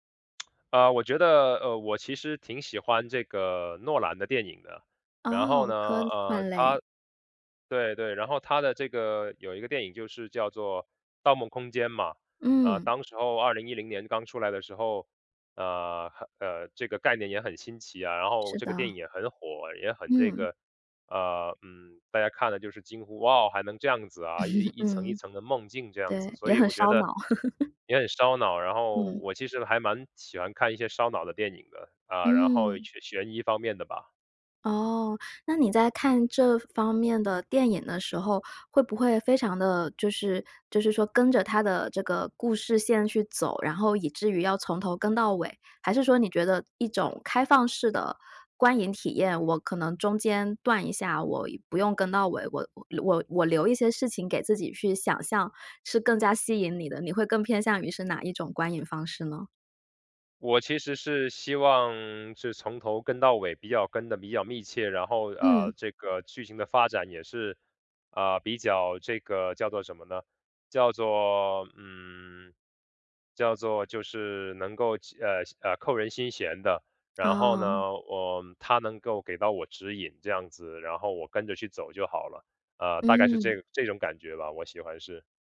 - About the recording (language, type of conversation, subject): Chinese, podcast, 电影的结局真的那么重要吗？
- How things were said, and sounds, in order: lip smack; chuckle; chuckle